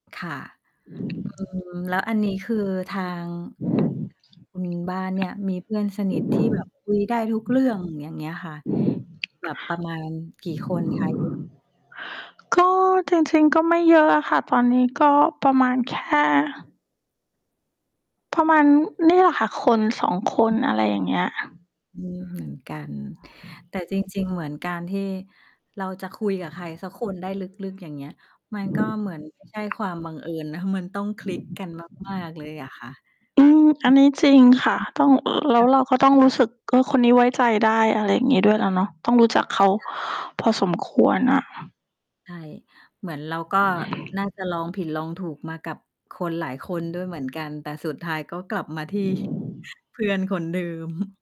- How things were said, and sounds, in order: static; distorted speech; tapping; other background noise; unintelligible speech; unintelligible speech; chuckle
- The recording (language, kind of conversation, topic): Thai, unstructured, คุณอยากมีเพื่อนสนิทสักคนที่เข้าใจคุณทุกอย่างมากกว่า หรืออยากมีเพื่อนหลายคนที่อยู่ด้วยแล้วสนุกมากกว่า?
- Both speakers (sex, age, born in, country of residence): female, 45-49, Thailand, Thailand; female, 45-49, Thailand, Thailand